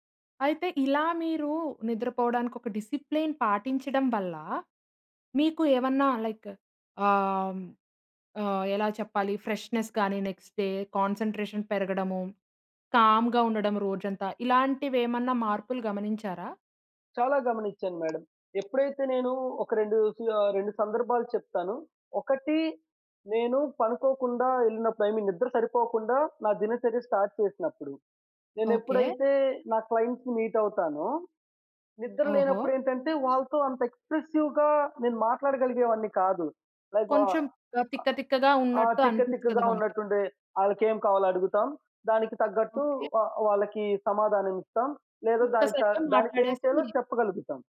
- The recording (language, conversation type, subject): Telugu, podcast, నిద్రకు మంచి క్రమశిక్షణను మీరు ఎలా ఏర్పరుచుకున్నారు?
- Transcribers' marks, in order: in English: "డిసిప్లిన్"; in English: "లైక్"; in English: "ఫ్రెష్నెస్"; in English: "నెక్స్ట్ డే కాన్సంట్రేషన్"; in English: "కామ్‌గా"; in English: "మేడం"; other background noise; in English: "ఇ మీన్"; in English: "స్టార్ట్"; in English: "క్లయింట్స్‌ని మీట్"; in English: "ఎక్స్ప్రెసివ్‌గా"; in English: "లైక్"